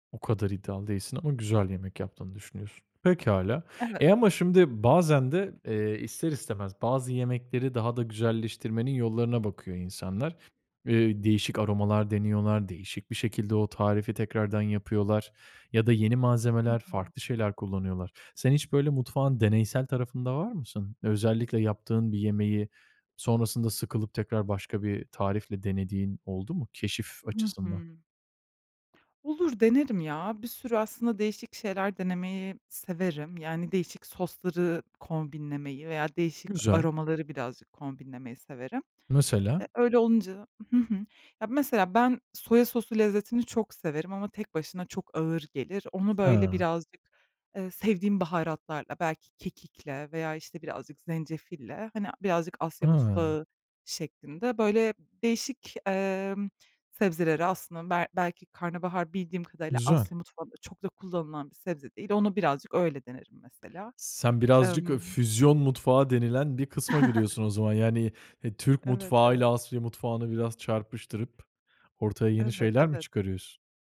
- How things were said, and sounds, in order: other background noise; chuckle
- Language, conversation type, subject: Turkish, podcast, Sebzeleri daha lezzetli hale getirmenin yolları nelerdir?